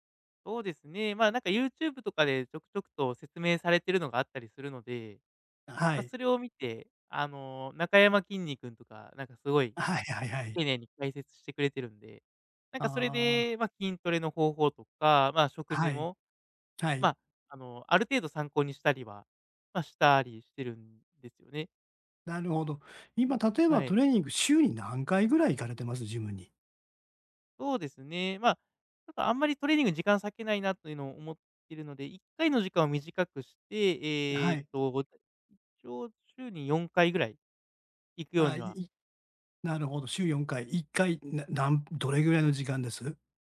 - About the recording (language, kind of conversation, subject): Japanese, advice, トレーニングの効果が出ず停滞して落ち込んでいるとき、どうすればよいですか？
- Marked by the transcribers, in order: other background noise